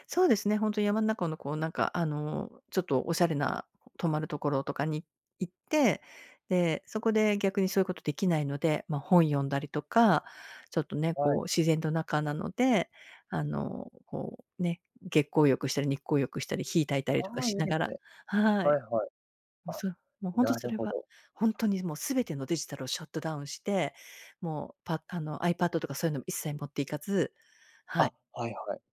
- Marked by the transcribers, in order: none
- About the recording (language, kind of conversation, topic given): Japanese, podcast, デジタルデトックスを試したことはありますか？